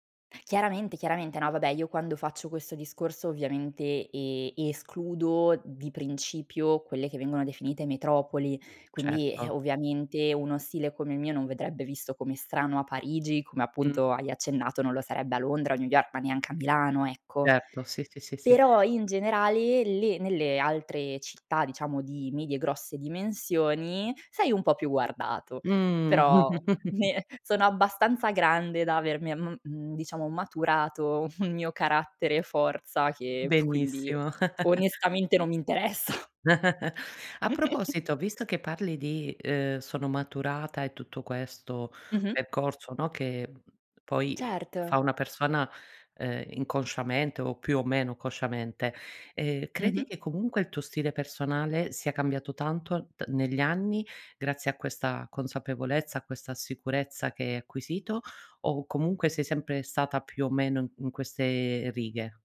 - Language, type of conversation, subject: Italian, podcast, Come definiresti il tuo stile personale in poche parole?
- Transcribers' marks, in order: chuckle; laughing while speaking: "ne"; laughing while speaking: "un"; blowing; chuckle; laughing while speaking: "interessa"; chuckle